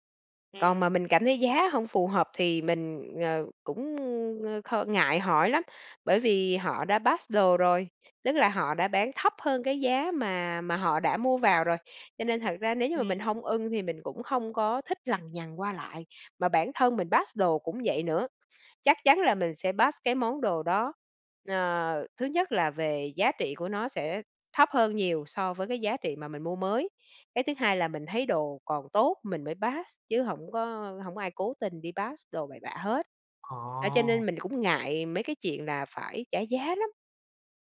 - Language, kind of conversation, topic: Vietnamese, podcast, Bạn có thể kể về một món đồ đã qua sử dụng khiến bạn nhớ mãi không?
- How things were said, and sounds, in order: other background noise; in English: "pass"; in English: "pass"; in English: "pass"; tapping; in English: "pass"; in English: "pass"